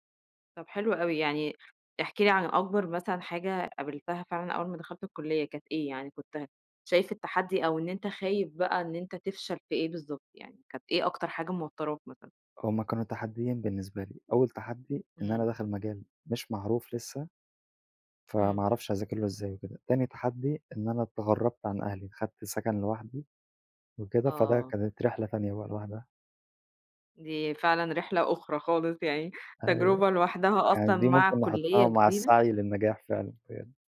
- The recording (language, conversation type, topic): Arabic, podcast, إزاي تتعامل مع خوفك من الفشل وإنت بتسعى للنجاح؟
- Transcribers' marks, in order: other background noise